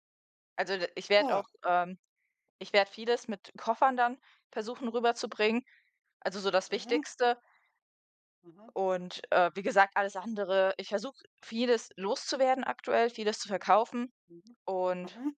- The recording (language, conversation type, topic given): German, unstructured, Wie würdest du mit finanziellen Sorgen umgehen?
- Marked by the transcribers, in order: none